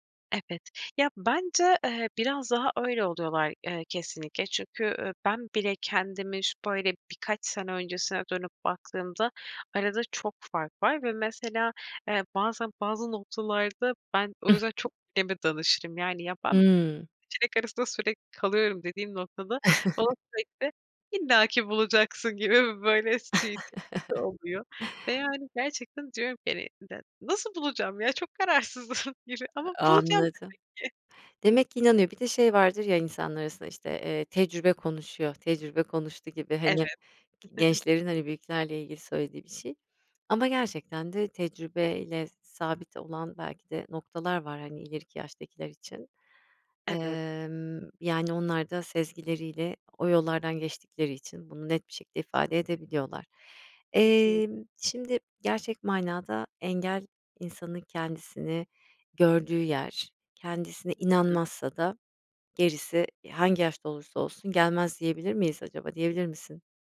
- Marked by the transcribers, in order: tapping; chuckle; chuckle; chuckle; unintelligible speech; laughing while speaking: "nasıl bulacağım ya? Çok kararsızım gibi ama bulacağım demek ki"; chuckle; chuckle; unintelligible speech
- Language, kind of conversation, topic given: Turkish, podcast, Öğrenmenin yaşla bir sınırı var mı?